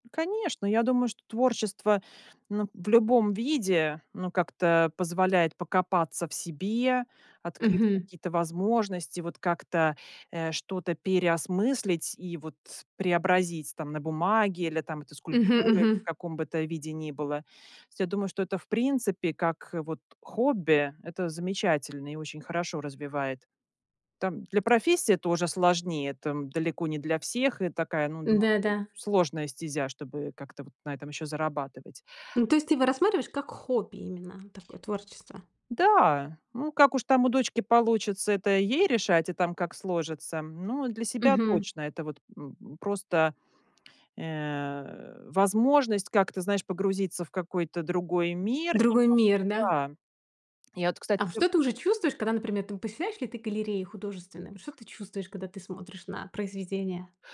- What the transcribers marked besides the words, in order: tapping; other background noise
- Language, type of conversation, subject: Russian, podcast, Как ты начал(а) заниматься творчеством?